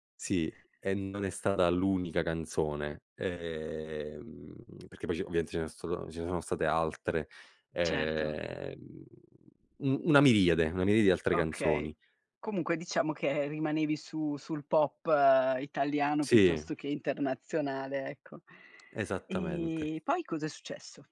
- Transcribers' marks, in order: tapping
- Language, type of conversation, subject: Italian, podcast, Come sono cambiate le tue abitudini musicali nel tempo?